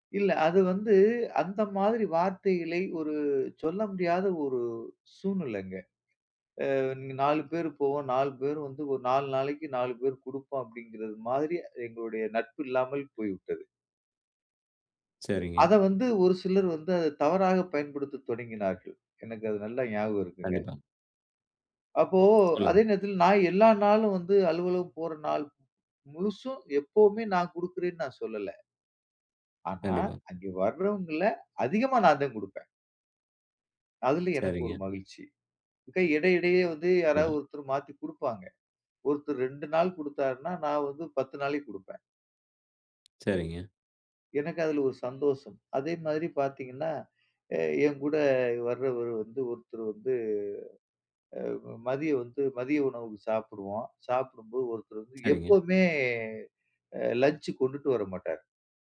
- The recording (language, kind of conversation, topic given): Tamil, podcast, இதைச் செய்வதால் உங்களுக்கு என்ன மகிழ்ச்சி கிடைக்கிறது?
- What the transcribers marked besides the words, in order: drawn out: "அப்போ"; lip smack; drawn out: "எப்பவுமே"